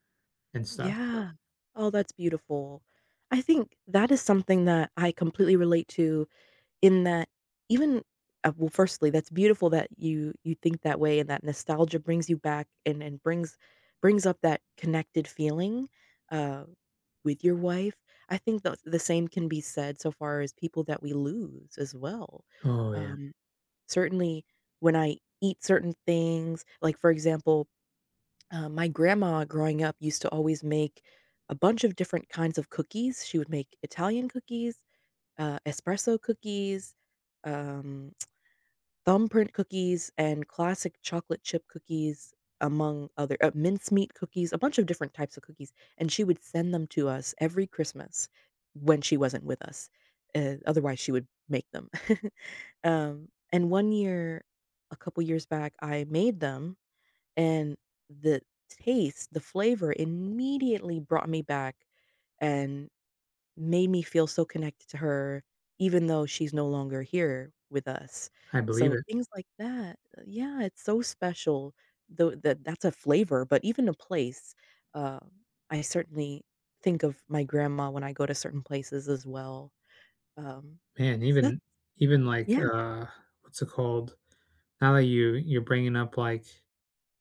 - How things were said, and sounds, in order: chuckle; stressed: "immediately"
- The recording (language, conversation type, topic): English, unstructured, Have you ever been surprised by a forgotten memory?